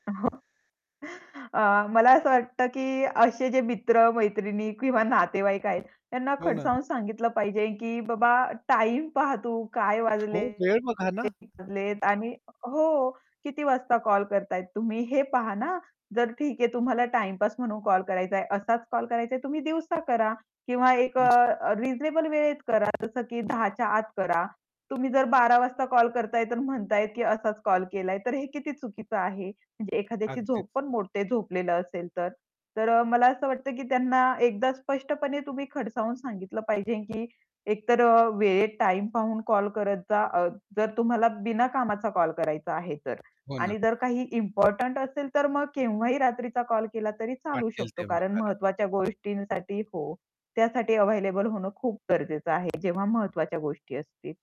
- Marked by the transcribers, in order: static; mechanical hum; other background noise; distorted speech; "हो" said as "छो"; tapping; in English: "रिझनेबल"
- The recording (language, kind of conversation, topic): Marathi, podcast, तुम्ही रात्री फोनचा वापर कसा नियंत्रित करता, आणि त्यामुळे तुमची झोप प्रभावित होते का?